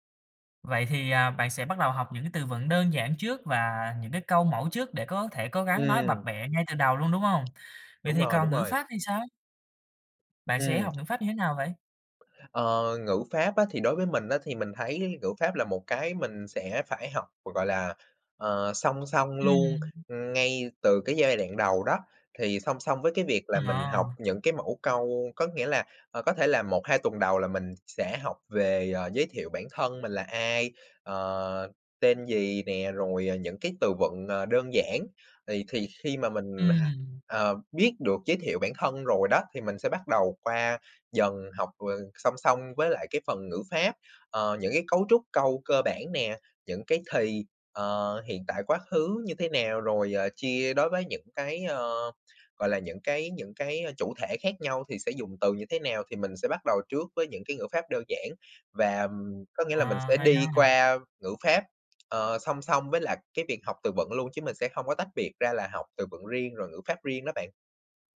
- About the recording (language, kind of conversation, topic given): Vietnamese, podcast, Làm thế nào để học một ngoại ngữ hiệu quả?
- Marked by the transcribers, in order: tapping; other noise